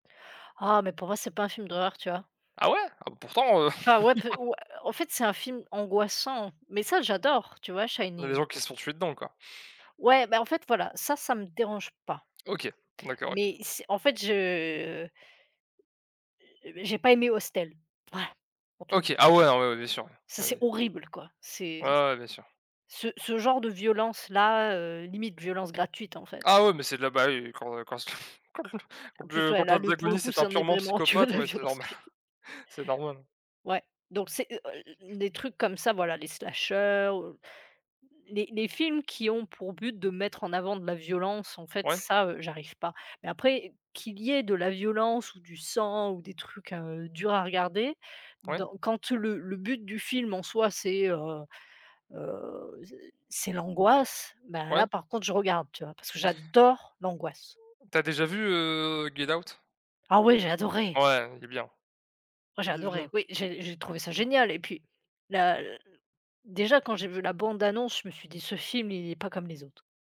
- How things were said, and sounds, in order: surprised: "Ah ouais ?"; laugh; tapping; laughing while speaking: "quand quand le quand le"; other background noise; laughing while speaking: "tu vois la violence gratuite"; chuckle; in English: "slashers"; stressed: "l'angoisse"; stressed: "j'adore"; other noise; anticipating: "Ah ouais, j'ai adoré"
- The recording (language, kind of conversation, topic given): French, unstructured, Préférez-vous les films d’horreur ou les films de science-fiction ?